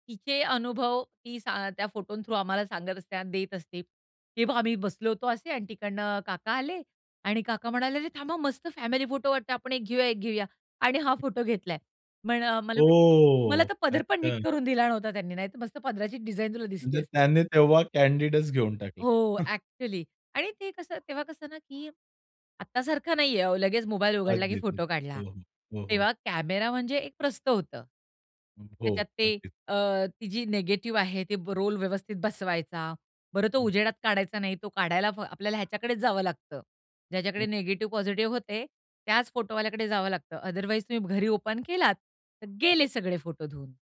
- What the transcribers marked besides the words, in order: in English: "थ्रू"; drawn out: "ओ!"; in English: "कॅन्डीडच"; chuckle; other background noise; in English: "ओपन"
- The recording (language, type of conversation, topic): Marathi, podcast, घरचे जुने फोटो अल्बम पाहिल्यावर तुम्हाला काय वाटते?